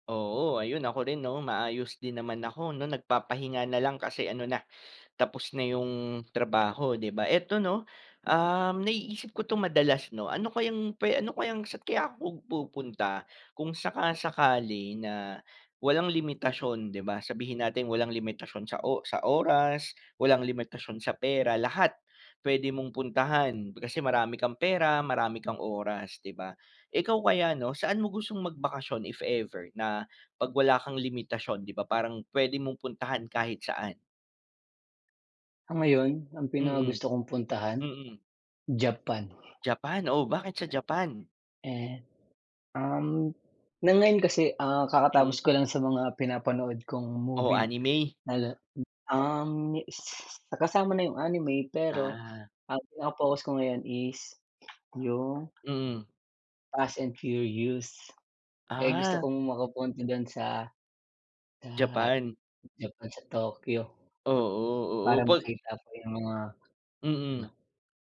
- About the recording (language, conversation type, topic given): Filipino, unstructured, Saan mo gustong magbakasyon kung walang limitasyon?
- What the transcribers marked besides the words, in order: tapping; other background noise